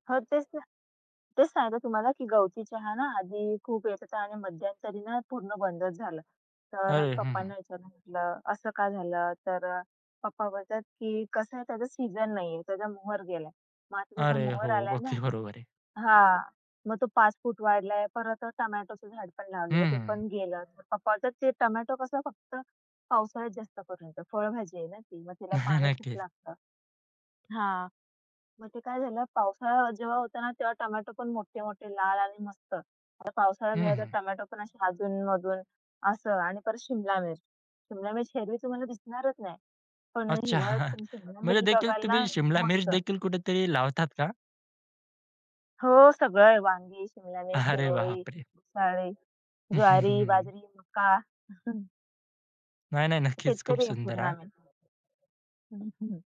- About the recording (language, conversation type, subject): Marathi, podcast, प्रत्येक ऋतूमध्ये झाडांमध्ये कोणते बदल दिसतात?
- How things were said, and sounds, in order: background speech; other background noise; chuckle; tapping; chuckle; chuckle; chuckle; unintelligible speech